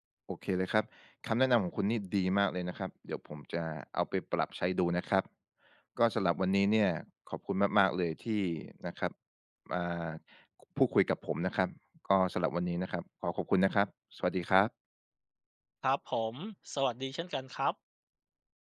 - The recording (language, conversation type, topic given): Thai, advice, ฉันกลัวคำวิจารณ์จนไม่กล้าแชร์ผลงานทดลอง ควรทำอย่างไรดี?
- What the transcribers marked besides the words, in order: other background noise; tapping